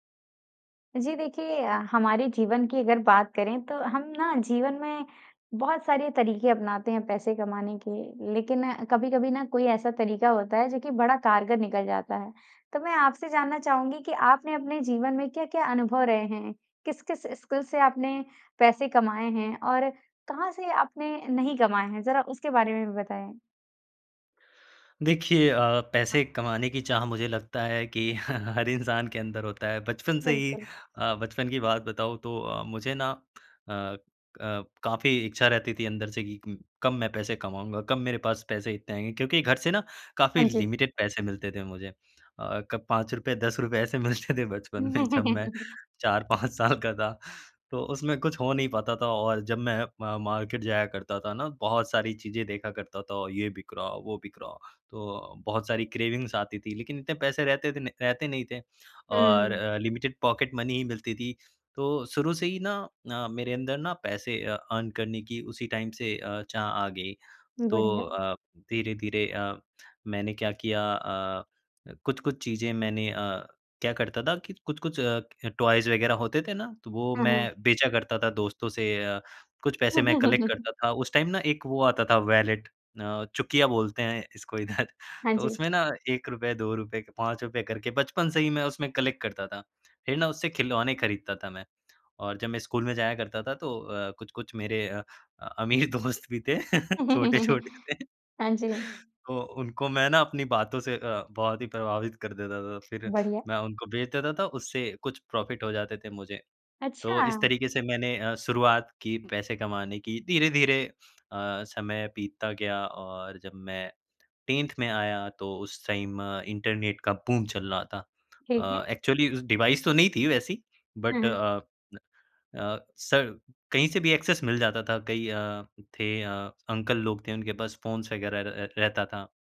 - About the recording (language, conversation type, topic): Hindi, podcast, किस कौशल ने आपको कमाई का रास्ता दिखाया?
- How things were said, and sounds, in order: in English: "स्किल्स"; other background noise; chuckle; lip smack; in English: "लिमिटेड"; laugh; laughing while speaking: "थे बचपन में जब मैं चार पाँच साल का था"; tapping; in English: "म मार्केट"; in English: "क्रेविंग्स"; in English: "लिमिटेड पॉकेट मनी"; in English: "अर्न"; in English: "टाइम"; in English: "टॉयज़"; laugh; in English: "कलेक्ट"; in English: "टाइम"; in English: "वैलेट"; in English: "कलेक्ट"; laugh; laughing while speaking: "दोस्त भी थे छोटे-छोटे थे"; in English: "प्रॉफ़िट"; in English: "टेंथ"; in English: "टाइम इंटरनेट"; in English: "बूम"; in English: "एक्चुअली डिवाइस"; in English: "बट"; in English: "एक्सेस"; in English: "अंकल"; in English: "फ़ोन्स"